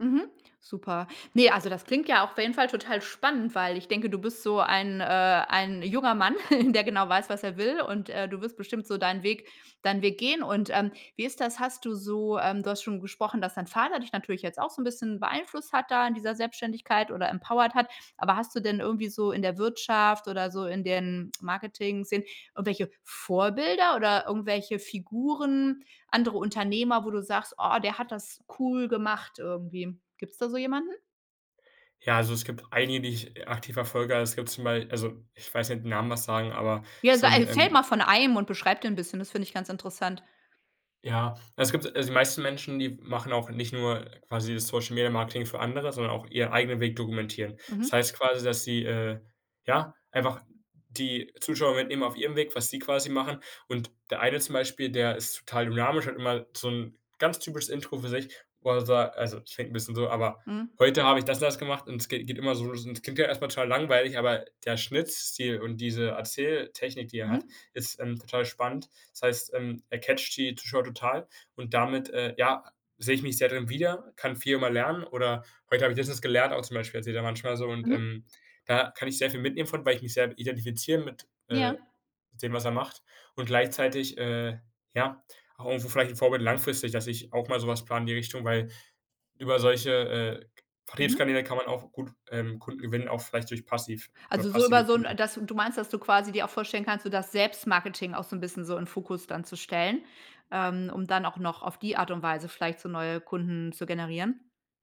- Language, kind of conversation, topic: German, podcast, Wie entscheidest du, welche Chancen du wirklich nutzt?
- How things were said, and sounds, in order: chuckle; in English: "empowered"; in English: "catcht"; unintelligible speech